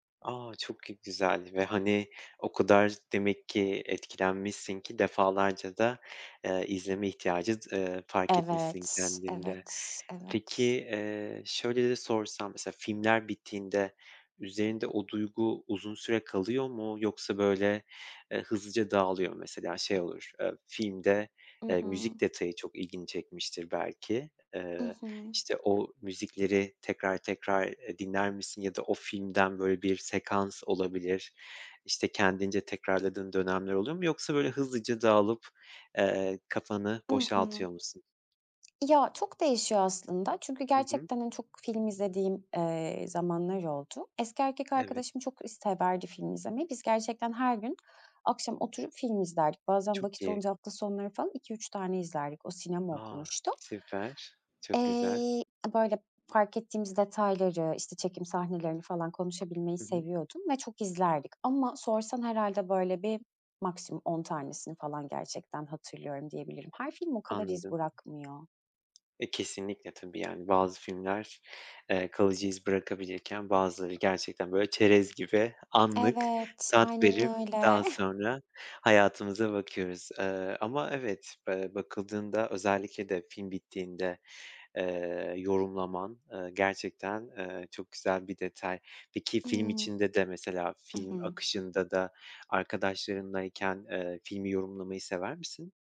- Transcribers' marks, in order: other background noise; tapping; chuckle
- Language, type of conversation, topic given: Turkish, podcast, Filmlerin sonları seni nasıl etkiler?
- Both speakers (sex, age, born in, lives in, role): female, 35-39, Turkey, Greece, guest; male, 30-34, Turkey, Poland, host